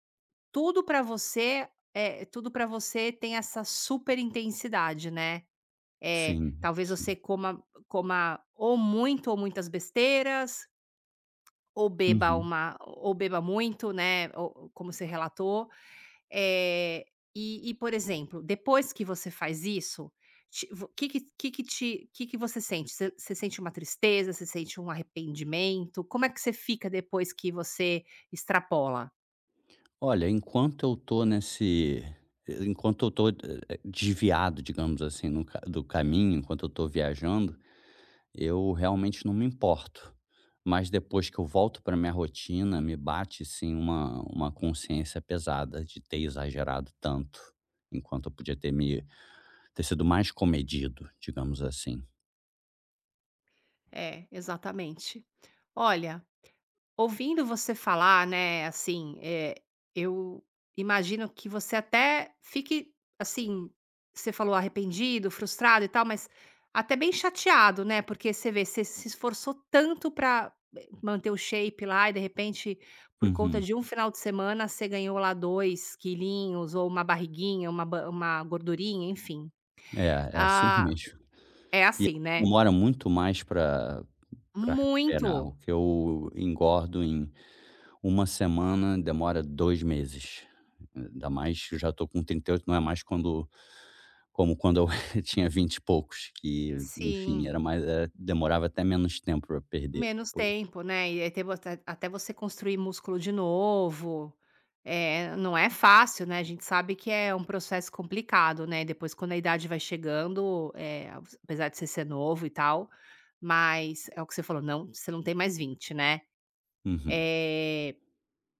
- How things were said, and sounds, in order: other background noise; tapping
- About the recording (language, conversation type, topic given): Portuguese, advice, Como lidar com o medo de uma recaída após uma pequena melhora no bem-estar?